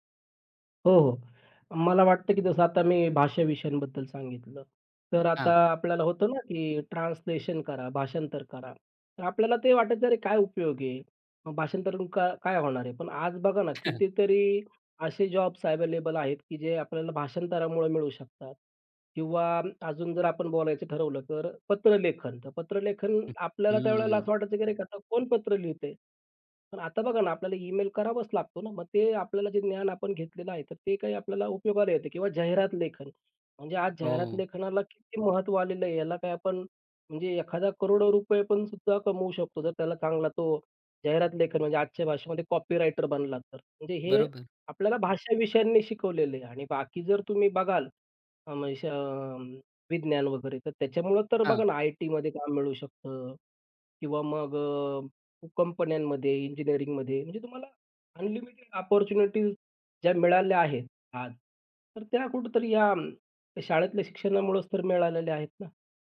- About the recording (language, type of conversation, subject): Marathi, podcast, शाळेत शिकलेलं आजच्या आयुष्यात कसं उपयोगी पडतं?
- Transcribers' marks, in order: tapping; in English: "कॉपीराइटर"; unintelligible speech; in English: "ऑपर्चुनिटी"